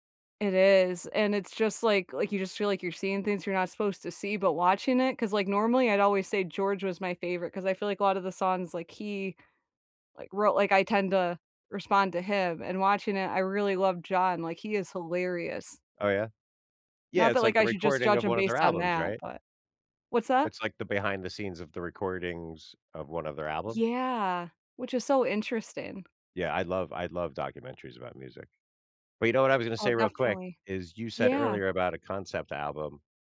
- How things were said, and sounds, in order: none
- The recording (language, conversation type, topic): English, unstructured, How do you decide whether to listen to a long album from start to finish or to choose individual tracks?
- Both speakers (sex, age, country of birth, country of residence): female, 30-34, United States, United States; male, 50-54, United States, United States